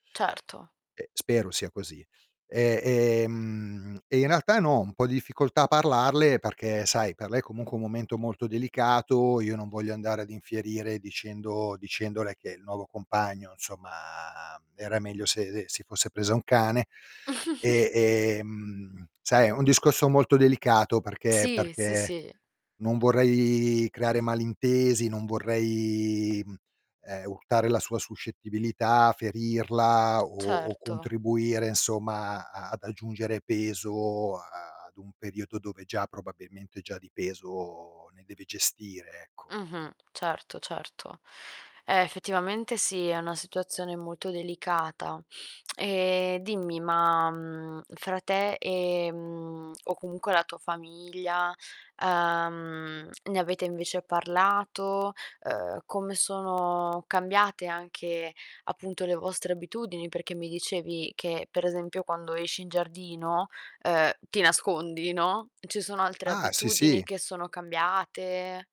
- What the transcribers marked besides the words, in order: tapping; drawn out: "insomma"; chuckle; distorted speech; drawn out: "vorrei"
- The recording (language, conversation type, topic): Italian, advice, Com’è stata la tua esperienza nell’accogliere nuovi membri in famiglia dopo il matrimonio o l’inizio della convivenza?